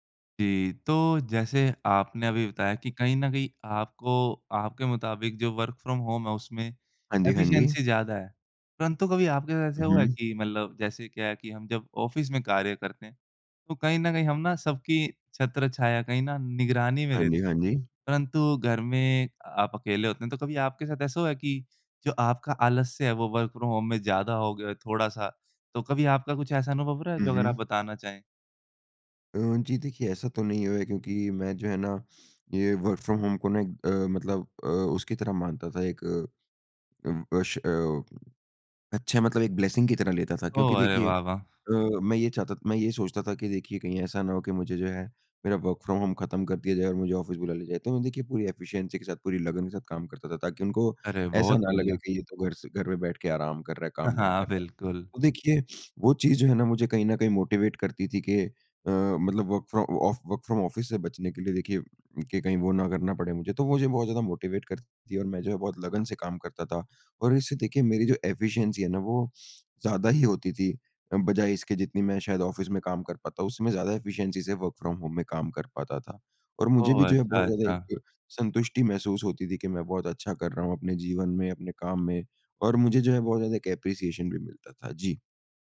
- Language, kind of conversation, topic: Hindi, podcast, वर्क‑फ्रॉम‑होम के सबसे बड़े फायदे और चुनौतियाँ क्या हैं?
- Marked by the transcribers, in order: in English: "वर्क फ्रॉम होम"; in English: "एफिशिएंसी"; in English: "ऑफ़िस"; in English: "वर्क फ्रॉम होम"; in English: "वर्क फ्रॉम होम"; in English: "ब्लेसिंग"; in English: "वर्क़ फ्रॉम होम"; in English: "ऑफ़िस"; in English: "एफ़िशिएंसी"; chuckle; in English: "मोटीवेट"; in English: "वर्क़ फ्रॉम ऑफ वर्क़ फ्रॉम ऑफ़िस"; in English: "मोटीवेट"; in English: "एफ़िशिएंसी"; in English: "ऑफ़िस"; in English: "एफ़िशिएंसी"; in English: "वर्क़ फ्रॉम होम"; in English: "एप्रिसिएशन"